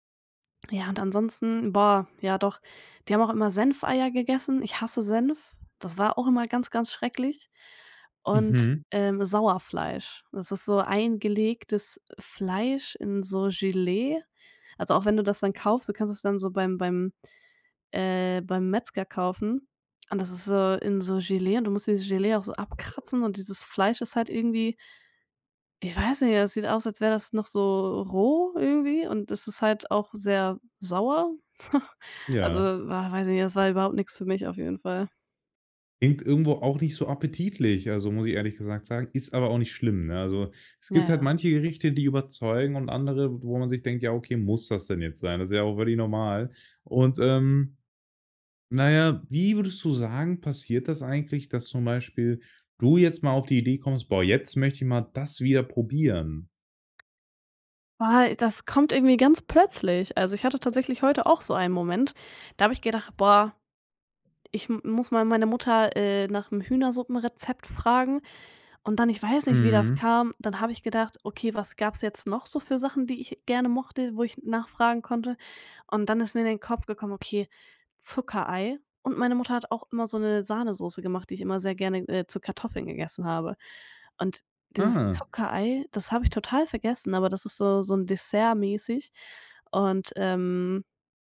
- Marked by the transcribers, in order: other background noise; chuckle; put-on voice: "muss das denn jetzt sein?"
- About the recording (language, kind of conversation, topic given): German, podcast, Wie gebt ihr Familienrezepte und Kochwissen in eurer Familie weiter?